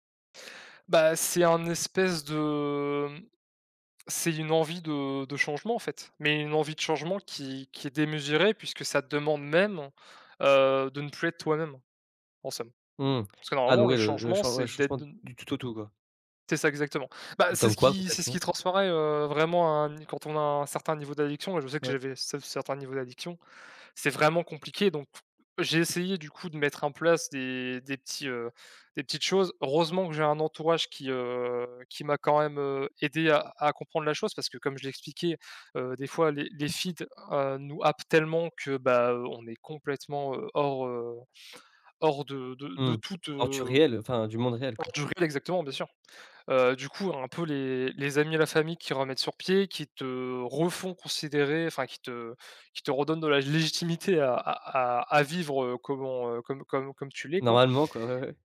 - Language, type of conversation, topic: French, podcast, Comment fais-tu pour éviter de te comparer aux autres sur les réseaux sociaux ?
- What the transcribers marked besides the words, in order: drawn out: "de"; other background noise; stressed: "vraiment"; tapping; stressed: "refont"; stressed: "légitimité"